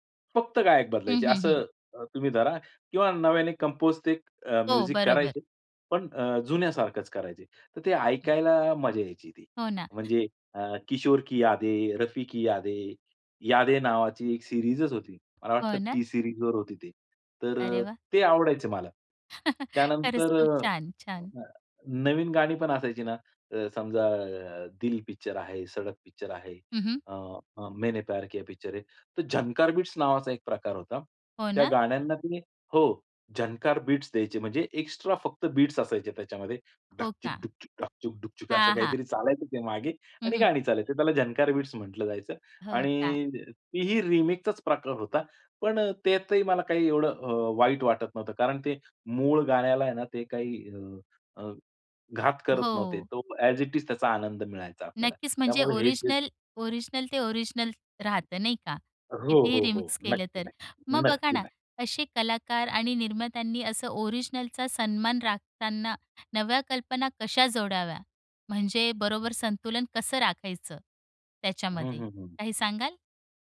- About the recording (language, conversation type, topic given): Marathi, podcast, रीमिक्स आणि रिमेकबद्दल तुमचं काय मत आहे?
- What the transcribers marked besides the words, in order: in English: "कंपोज"; in English: "म्युझिक"; other background noise; in Hindi: "किशोर की यादे, रफी की यादे"; in English: "सीरीजच"; chuckle; put-on voice: "डाकचिक डाकचुक डाकचिक डुकचुक"; in English: "रिमिक्सचाच"; in English: "ॲज इट इज"; in English: "रिमिक्स"